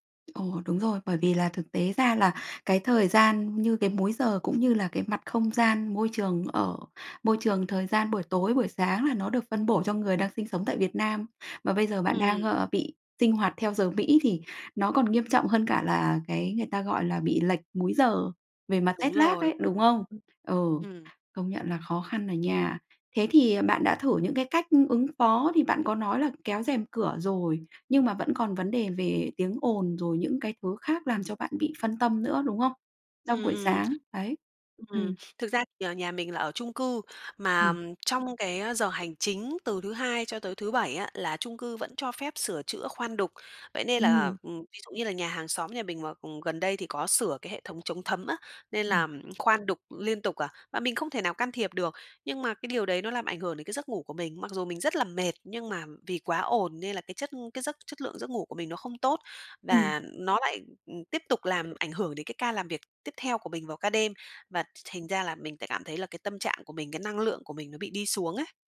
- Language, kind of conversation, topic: Vietnamese, advice, Thay đổi lịch làm việc sang ca đêm ảnh hưởng thế nào đến giấc ngủ và gia đình bạn?
- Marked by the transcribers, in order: tapping; in English: "téc lác"; "jet lag" said as "téc lác"; other background noise